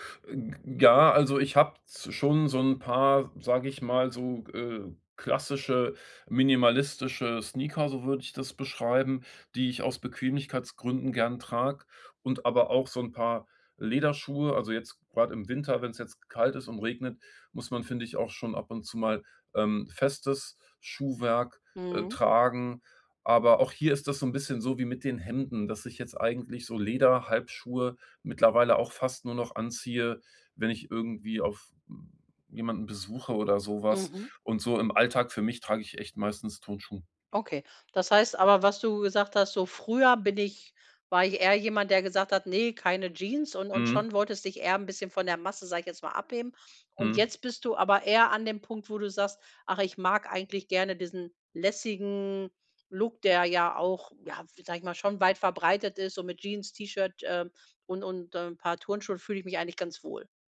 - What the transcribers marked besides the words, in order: none
- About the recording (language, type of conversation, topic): German, podcast, Wie findest du deinen persönlichen Stil, der wirklich zu dir passt?